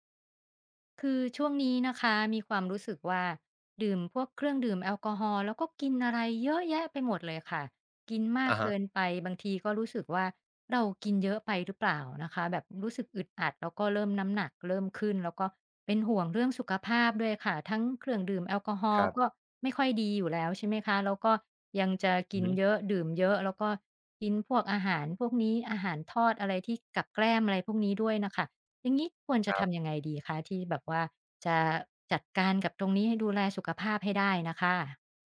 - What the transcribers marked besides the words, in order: none
- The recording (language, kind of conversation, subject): Thai, advice, ทำไมเวลาคุณดื่มแอลกอฮอล์แล้วมักจะกินมากเกินไป?